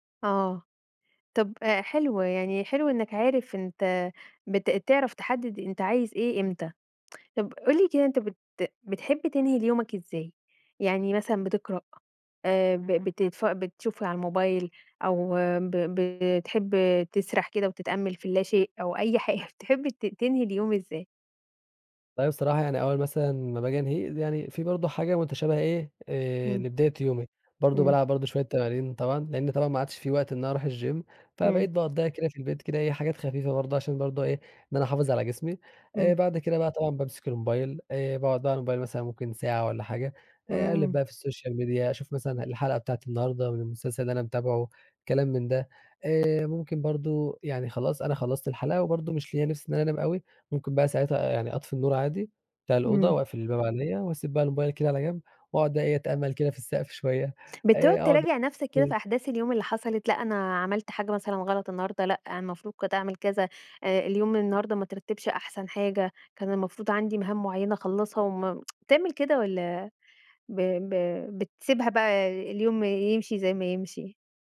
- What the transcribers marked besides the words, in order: tsk; laughing while speaking: "حاجة"; in English: "الGym"; tapping; in English: "الSocial Media"; unintelligible speech; tsk
- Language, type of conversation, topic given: Arabic, podcast, احكيلي عن روتينك اليومي في البيت؟